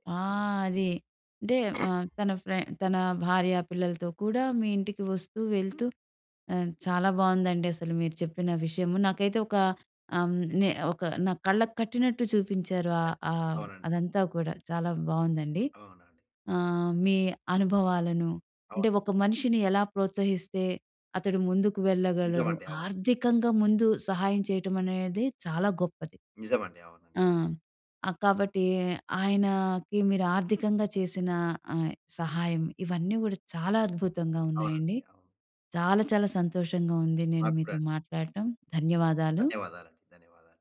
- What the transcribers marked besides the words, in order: other background noise; other noise
- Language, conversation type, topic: Telugu, podcast, ప్రోత్సాహం తగ్గిన సభ్యుడిని మీరు ఎలా ప్రేరేపిస్తారు?